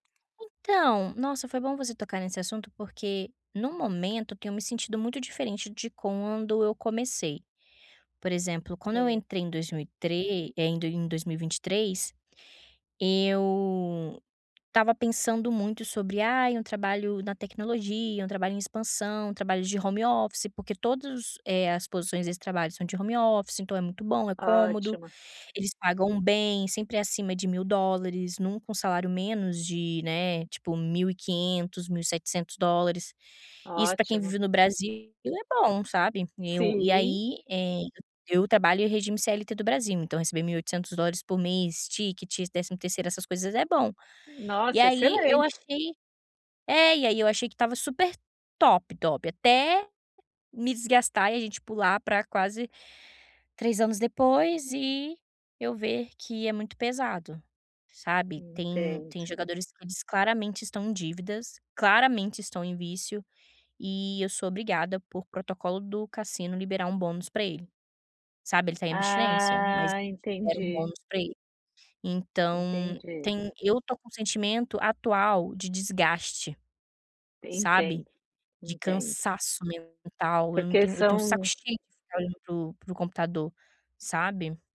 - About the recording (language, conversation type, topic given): Portuguese, advice, Como posso encontrar mais significado no meu trabalho diário quando ele parece repetitivo e sem propósito?
- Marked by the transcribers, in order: tapping; in English: "home office"; in English: "home office"; other background noise; in English: "tickets"; in English: "top, top"; drawn out: "Ah"